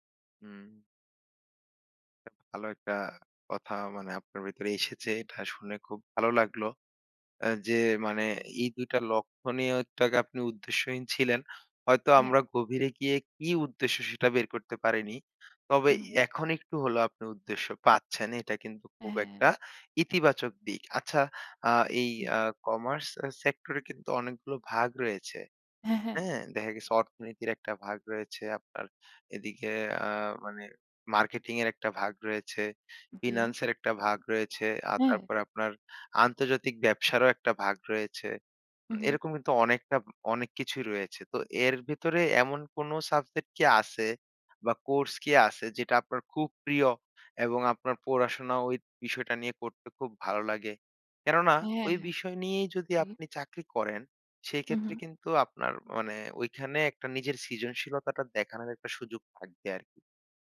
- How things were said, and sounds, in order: in English: "সেক্টরে"
- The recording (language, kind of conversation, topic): Bengali, advice, জীবনে স্থায়ী লক্ষ্য না পেয়ে কেন উদ্দেশ্যহীনতা অনুভব করছেন?
- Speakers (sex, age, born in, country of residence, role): female, 20-24, Bangladesh, Bangladesh, user; male, 25-29, Bangladesh, Bangladesh, advisor